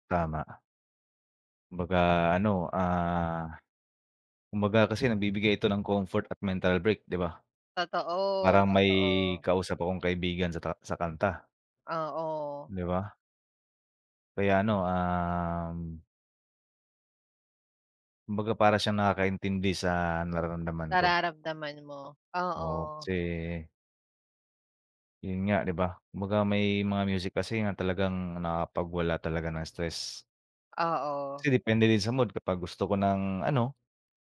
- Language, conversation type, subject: Filipino, unstructured, Paano nakaaapekto ang musika sa iyong araw-araw na buhay?
- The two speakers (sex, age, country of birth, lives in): female, 35-39, Philippines, Philippines; male, 25-29, Philippines, Philippines
- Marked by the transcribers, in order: none